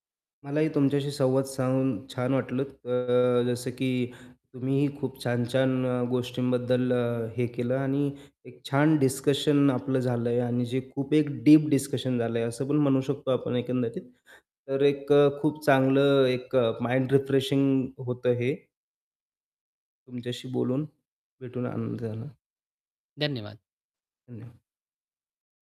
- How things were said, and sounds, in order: static; distorted speech; in English: "माइंड रिफ्रेशिंग"; tapping
- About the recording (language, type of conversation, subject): Marathi, podcast, शेवटी, तुला खरं समाधान कशातून मिळतं?